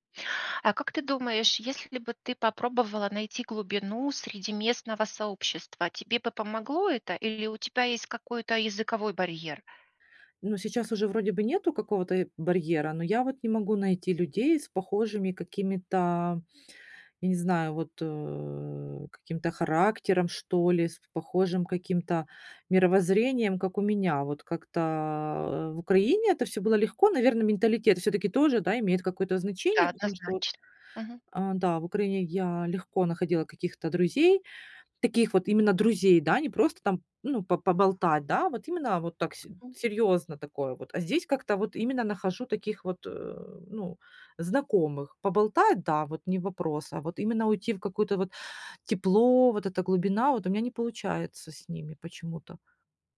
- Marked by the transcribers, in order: none
- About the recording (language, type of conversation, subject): Russian, advice, Как справиться с одиночеством и тоской по дому после переезда в новый город или другую страну?